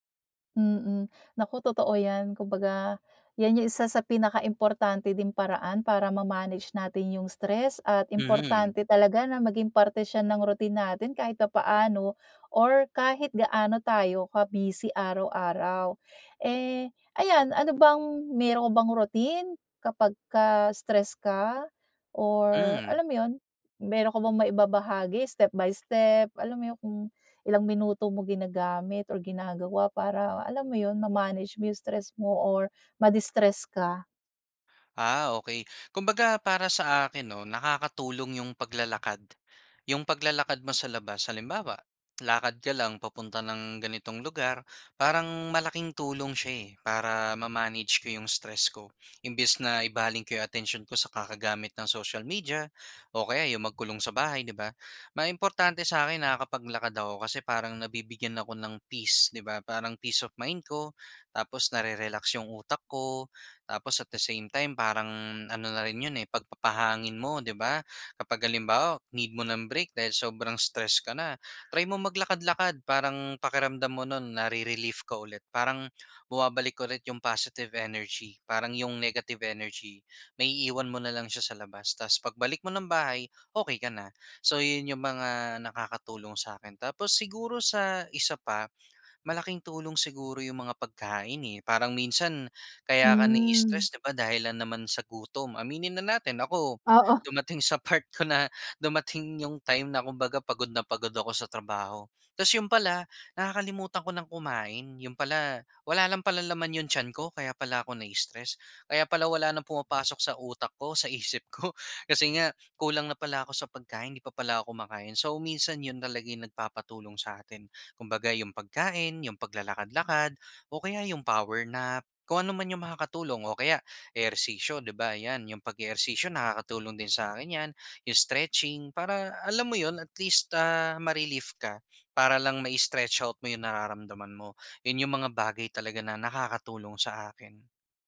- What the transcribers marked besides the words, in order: other background noise; in English: "peace of mind"; tapping; chuckle
- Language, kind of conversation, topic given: Filipino, podcast, Paano mo ginagamit ang pagmumuni-muni para mabawasan ang stress?